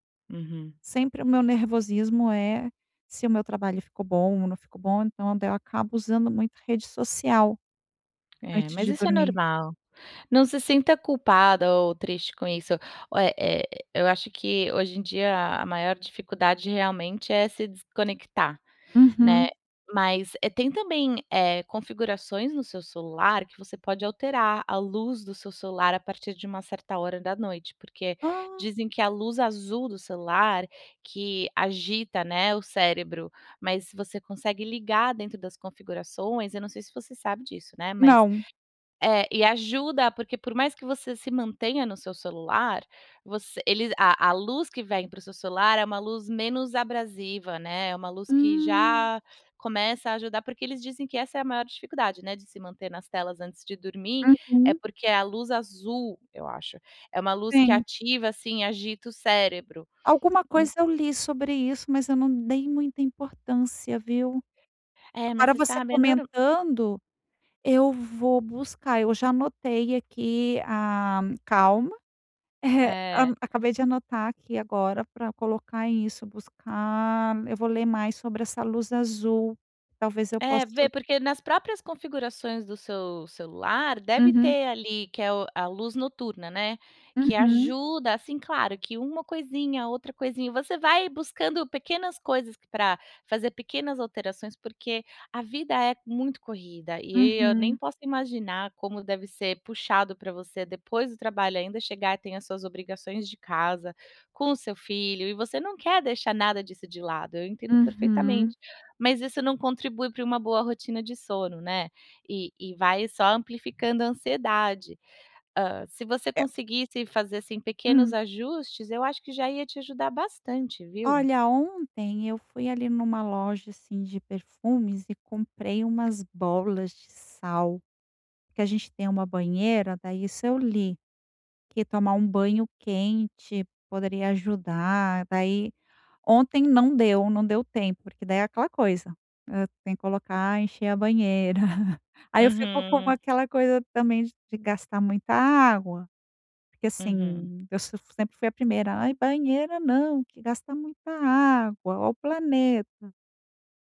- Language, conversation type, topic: Portuguese, advice, Como a ansiedade atrapalha seu sono e seu descanso?
- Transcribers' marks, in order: laugh